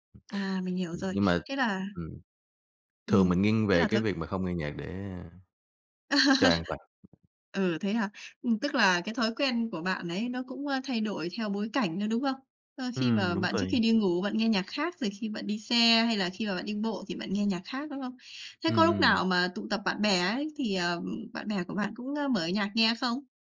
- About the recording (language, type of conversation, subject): Vietnamese, podcast, Bạn nghe nhạc quốc tế hay nhạc Việt nhiều hơn?
- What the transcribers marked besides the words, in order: laugh